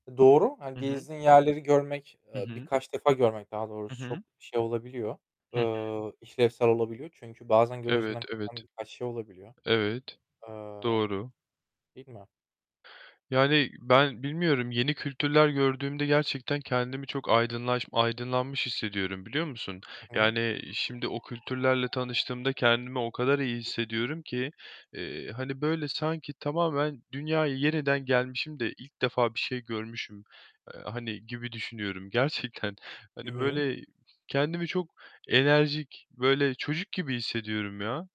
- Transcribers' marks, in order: distorted speech; tapping; static; siren; unintelligible speech; laughing while speaking: "gerçekten"
- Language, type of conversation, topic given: Turkish, unstructured, Seyahat etmek hayatınızı nasıl etkiledi?